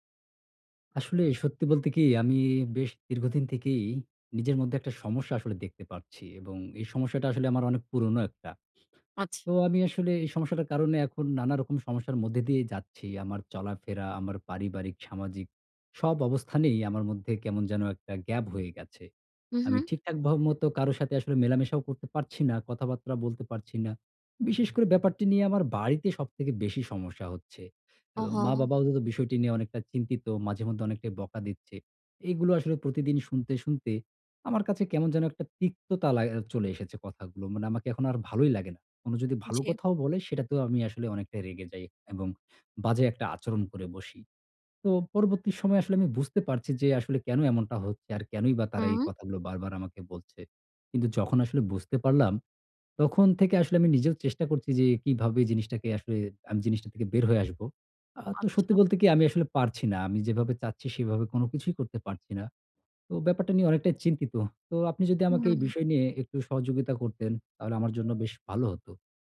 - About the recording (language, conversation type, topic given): Bengali, advice, আমি কীভাবে দীর্ঘমেয়াদে পুরোনো খারাপ অভ্যাস বদলাতে পারি?
- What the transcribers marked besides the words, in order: other background noise; other noise